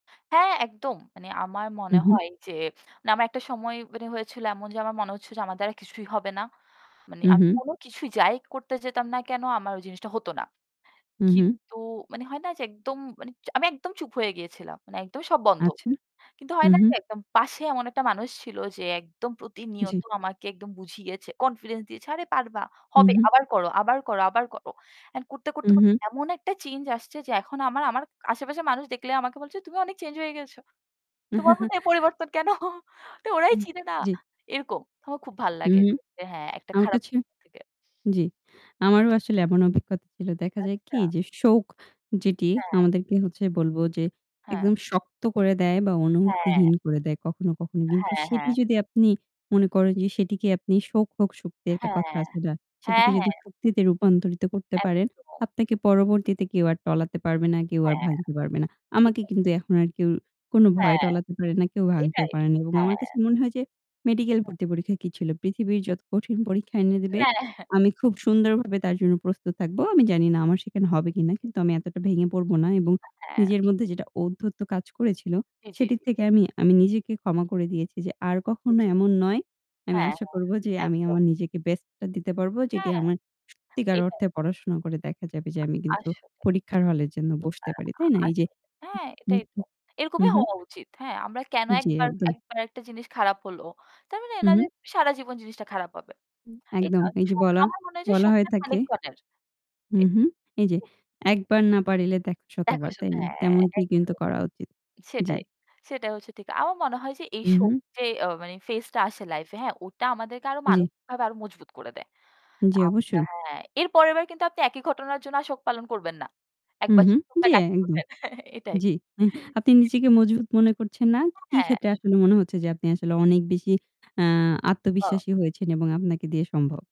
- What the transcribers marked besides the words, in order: other background noise; distorted speech; chuckle; laughing while speaking: "কেন?"; static; laughing while speaking: "হ্যাঁ"; tapping; unintelligible speech; chuckle; unintelligible speech; unintelligible speech
- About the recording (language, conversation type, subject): Bengali, unstructured, শোক কি শুধু কষ্টই, নাকি এতে কিছু ভালো দিকও থাকে?